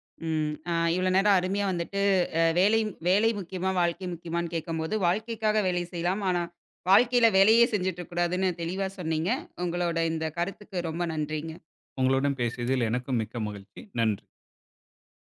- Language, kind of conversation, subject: Tamil, podcast, வேலைக்கும் வாழ்க்கைக்கும் ஒரே அர்த்தம்தான் உள்ளது என்று நீங்கள் நினைக்கிறீர்களா?
- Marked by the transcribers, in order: other background noise